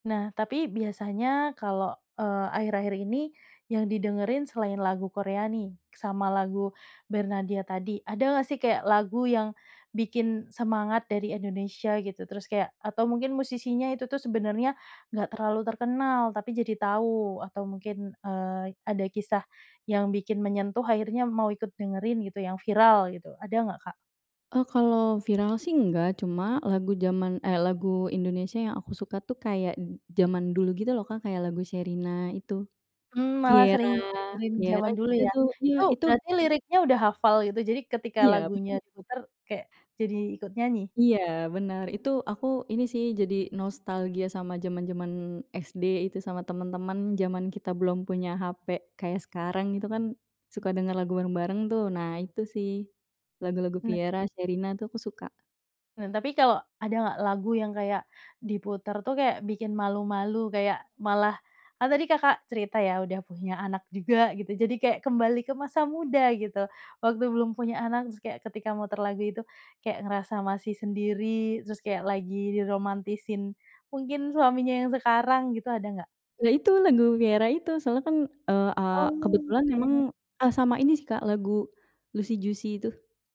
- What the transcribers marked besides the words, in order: tapping; other background noise
- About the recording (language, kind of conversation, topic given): Indonesian, podcast, Musik apa yang belakangan ini paling sering kamu putar?